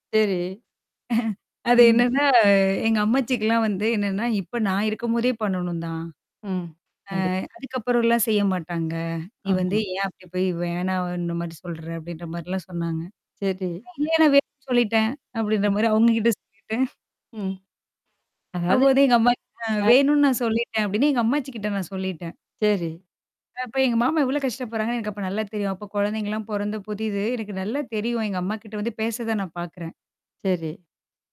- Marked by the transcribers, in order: chuckle; distorted speech; tapping; static; background speech; unintelligible speech; laughing while speaking: "சொல்லிட்டேன்"; mechanical hum; unintelligible speech
- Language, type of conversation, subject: Tamil, podcast, உறவுகளில் கடினமான உண்மைகளை சொல்ல வேண்டிய நேரத்தில், இரக்கம் கலந்த அணுகுமுறையுடன் எப்படிப் பேச வேண்டும்?